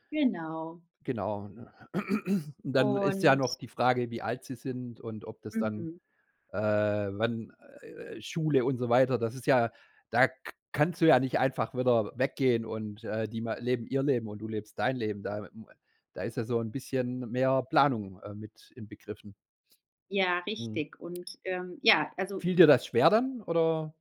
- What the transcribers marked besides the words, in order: stressed: "Planung"; other background noise
- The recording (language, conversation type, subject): German, podcast, Wie findest du eine Arbeit, die dich erfüllt?